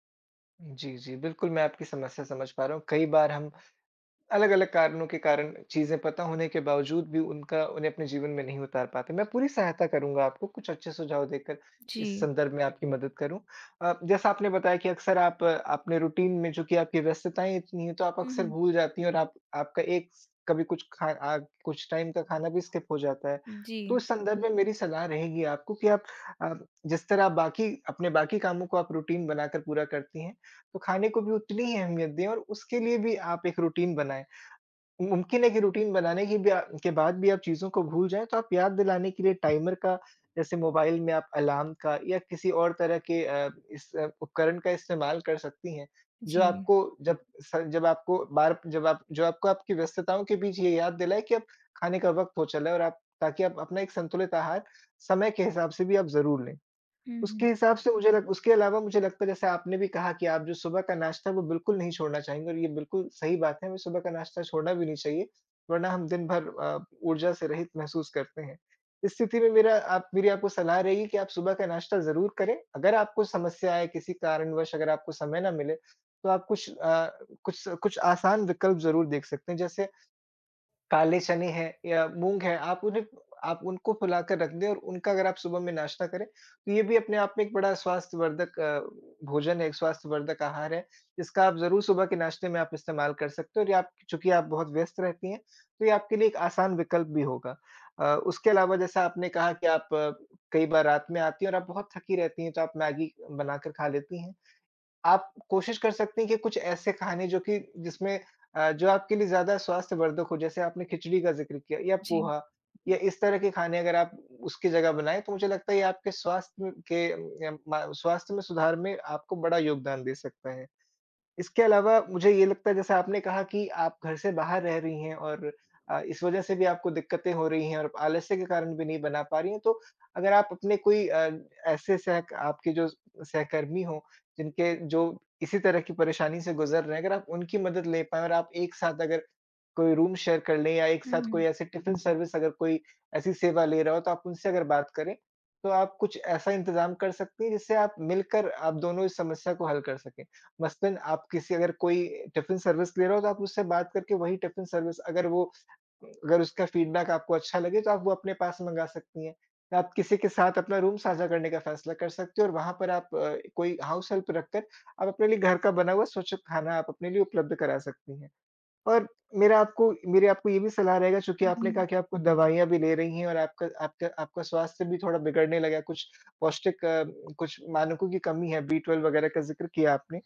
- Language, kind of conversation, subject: Hindi, advice, आप नियमित और संतुलित भोजन क्यों नहीं कर पा रहे हैं?
- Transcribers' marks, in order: in English: "रूटीन"; in English: "टाइम"; in English: "स्किप"; in English: "रूटीन"; in English: "रूटीन"; in English: "रूटीन"; in English: "टाइमर"; in English: "रूम शेयर"; in English: "सर्विस"; in English: "सर्विस"; in English: "सर्विस"; in English: "फीडबैक"; in English: "रूम"; in English: "हाउस हेल्प"